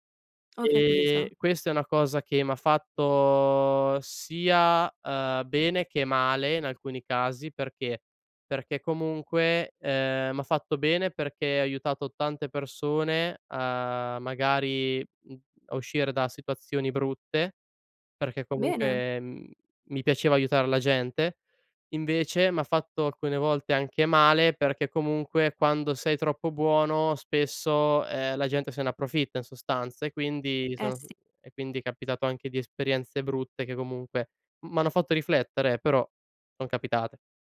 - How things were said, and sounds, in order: other background noise; "comunque" said as "comunche"
- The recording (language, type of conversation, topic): Italian, podcast, Cosa significa per te essere autentico, concretamente?